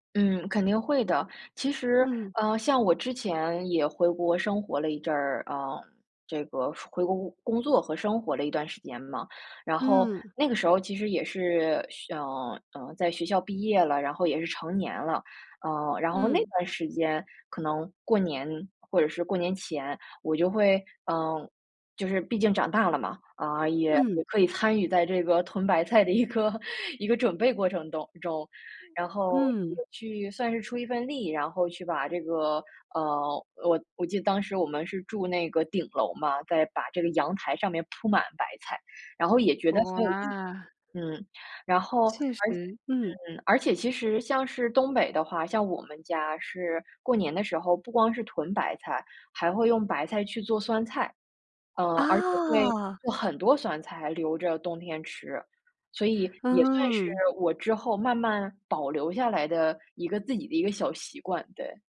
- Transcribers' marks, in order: laughing while speaking: "一个一个准备过程当中"; other noise; unintelligible speech
- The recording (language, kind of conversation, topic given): Chinese, podcast, 离开家乡后，你是如何保留或调整原本的习俗的？
- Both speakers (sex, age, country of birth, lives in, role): female, 30-34, China, United States, host; female, 35-39, China, United States, guest